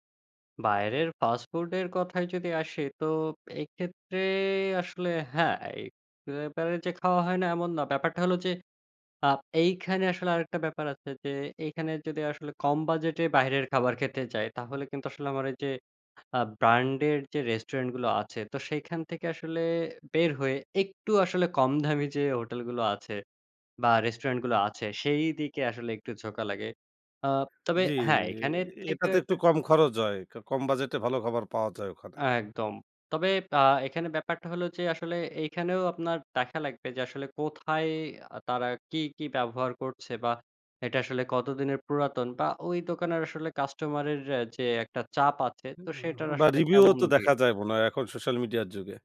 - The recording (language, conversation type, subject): Bengali, podcast, কম বাজেটে সুস্বাদু খাবার বানানোর কৌশল কী?
- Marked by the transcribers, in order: drawn out: "এক্ষেত্রে"; unintelligible speech; other background noise